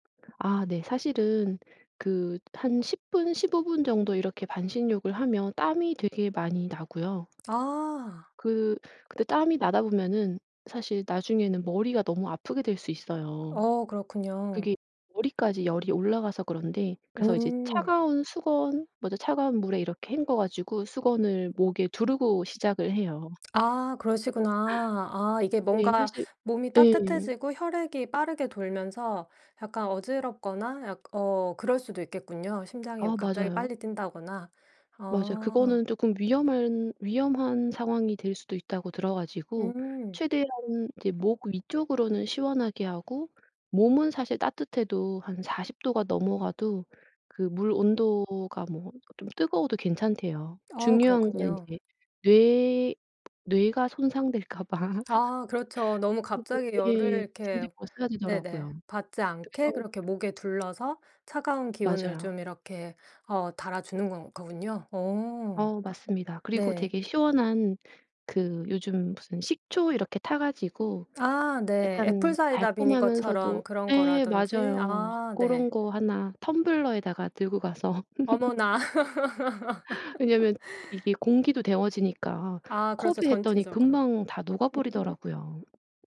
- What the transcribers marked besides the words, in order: tapping; other background noise; laughing while speaking: "봐"; laugh; unintelligible speech; in English: "애플사이다 비니거처럼"; laugh
- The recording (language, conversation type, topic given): Korean, podcast, 스트레스를 풀 때 주로 어떤 방법을 사용하시나요?